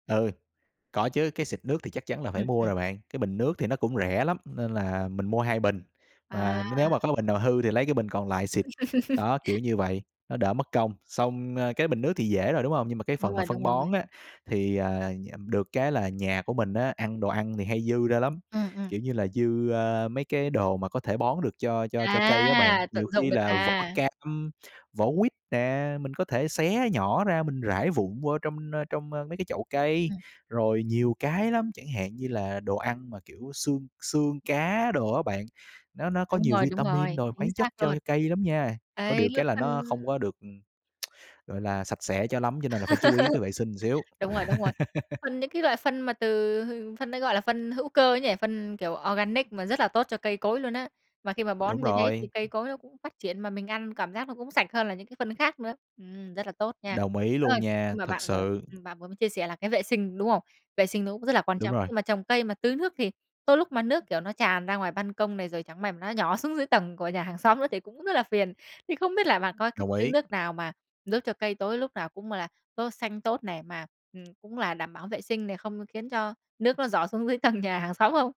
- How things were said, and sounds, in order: laugh; lip smack; laugh; laugh; in English: "organic"; other background noise; tapping
- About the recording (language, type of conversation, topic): Vietnamese, podcast, Bạn nghĩ sao về việc trồng rau theo phong cách tối giản tại nhà?